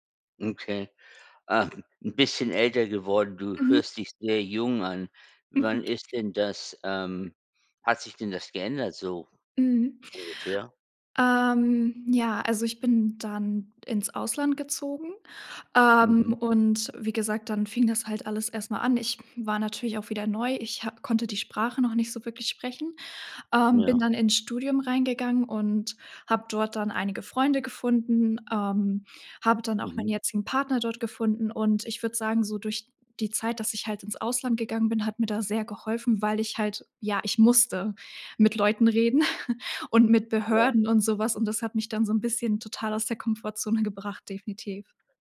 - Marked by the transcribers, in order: chuckle; other background noise; chuckle
- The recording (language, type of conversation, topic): German, podcast, Was hilft dir, aus der Komfortzone rauszugehen?